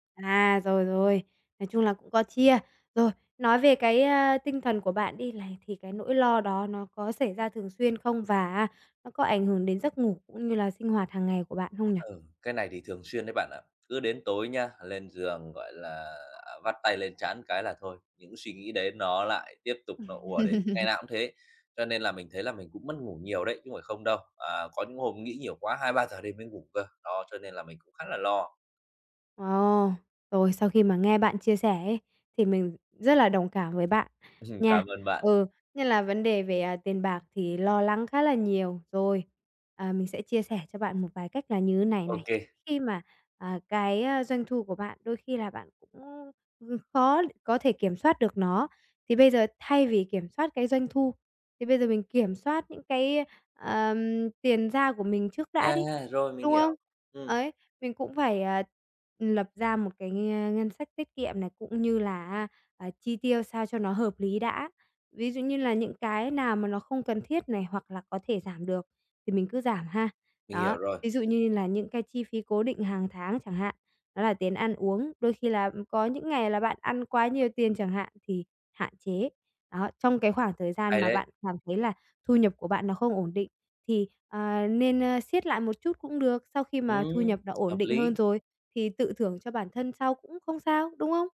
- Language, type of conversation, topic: Vietnamese, advice, Làm thế nào để đối phó với lo lắng về tiền bạc khi bạn không biết bắt đầu từ đâu?
- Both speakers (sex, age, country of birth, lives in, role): female, 20-24, Vietnam, Vietnam, advisor; male, 30-34, Vietnam, Vietnam, user
- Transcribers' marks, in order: "này" said as "lày"; tapping; chuckle; other background noise; chuckle